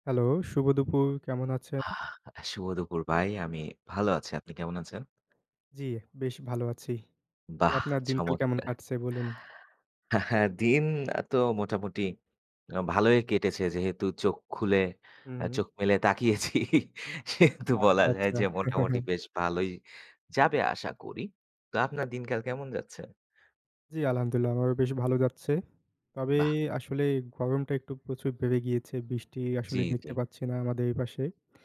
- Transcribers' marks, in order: tapping; chuckle; laughing while speaking: "তাকিয়েছি, সেহেতু বলা যায় যে মোটামুটি বেশ ভালোই"; other background noise; chuckle
- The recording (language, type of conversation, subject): Bengali, unstructured, সরকার কীভাবে সাধারণ মানুষের জীবনমান উন্নত করতে পারে?